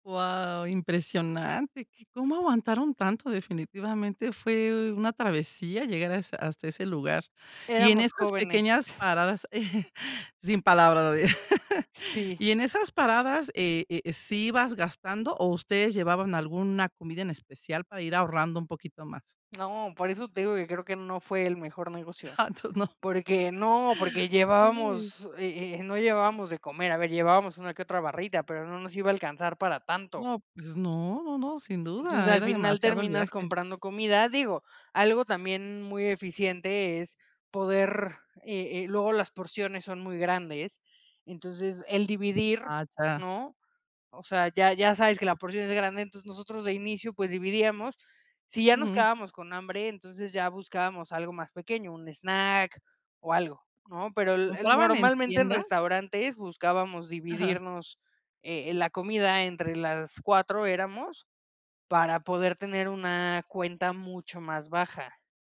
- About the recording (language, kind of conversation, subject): Spanish, podcast, ¿Tienes trucos para viajar barato sin sufrir?
- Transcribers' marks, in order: chuckle; tapping; laughing while speaking: "Ja entoces no"